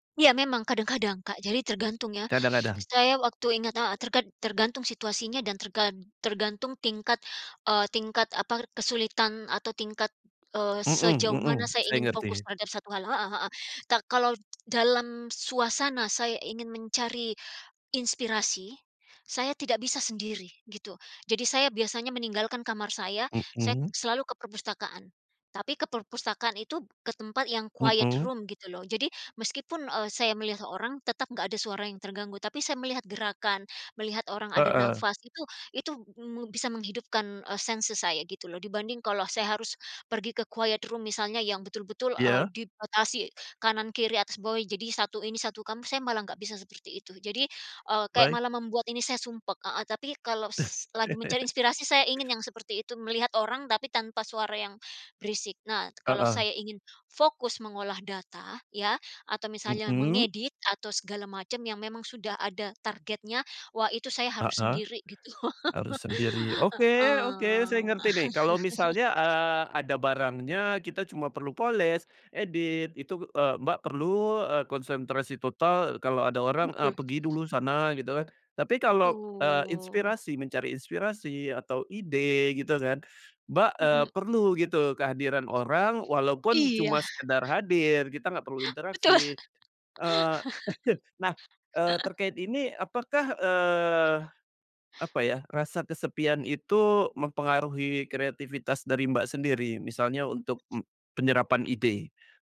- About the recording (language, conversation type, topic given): Indonesian, podcast, Bagaimana lingkungan di sekitarmu memengaruhi aliran kreativitasmu?
- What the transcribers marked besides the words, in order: in English: "quiet room"; in English: "senses"; in English: "quiet room"; chuckle; chuckle; drawn out: "Heeh"; chuckle; drawn out: "Betul"; other background noise; tapping; chuckle